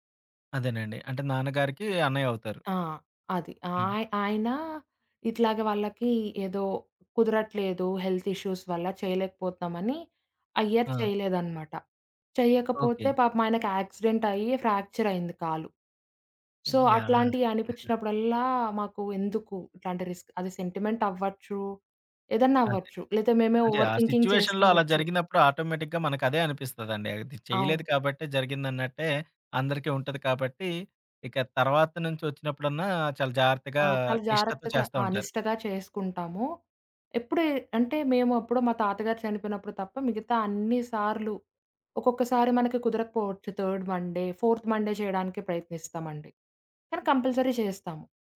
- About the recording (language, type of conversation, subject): Telugu, podcast, మీ కుటుంబ సంప్రదాయాల్లో మీకు అత్యంత ఇష్టమైన సంప్రదాయం ఏది?
- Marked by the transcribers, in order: in English: "హెల్త్ ఇష్యూస్"; in English: "ఇయర్"; in English: "యాక్సిడెంట్"; in English: "సో"; giggle; in English: "రిస్క్"; in English: "ఓవర్ థింకింగ్"; in English: "సిట్యుయేషన్‌లో"; in English: "ఆటోమేటిక్‌గా"; in English: "థర్డ్ మండే, ఫోర్త్ మండే"; in English: "కంపల్సరీ"